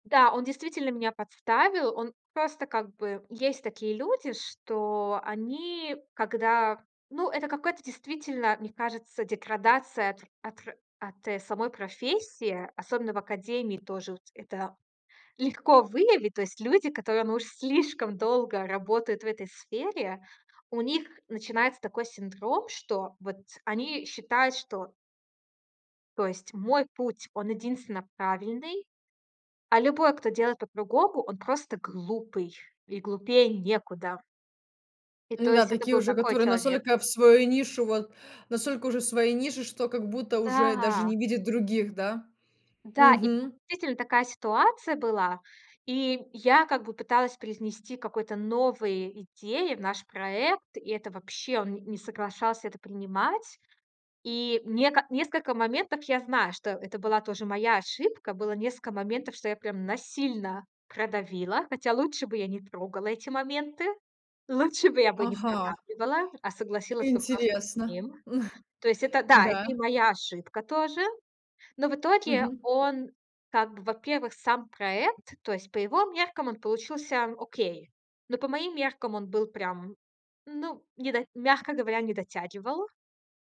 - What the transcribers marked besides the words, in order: stressed: "слишком"; chuckle
- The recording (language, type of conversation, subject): Russian, podcast, Как вы учитесь воспринимать неудачи как опыт, а не как провал?